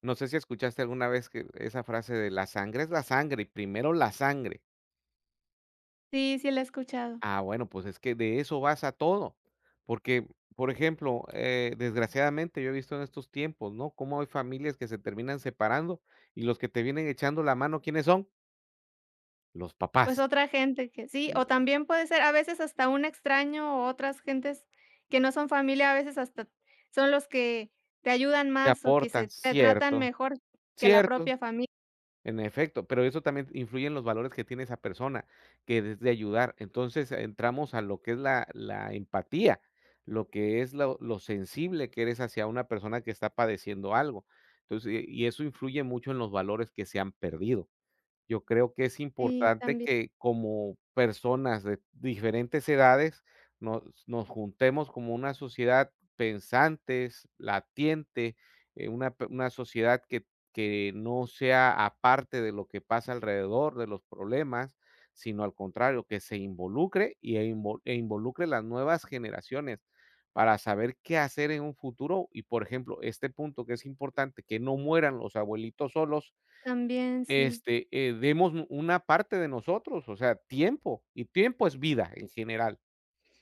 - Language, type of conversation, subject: Spanish, unstructured, ¿Crees que es justo que algunas personas mueran solas?
- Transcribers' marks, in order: unintelligible speech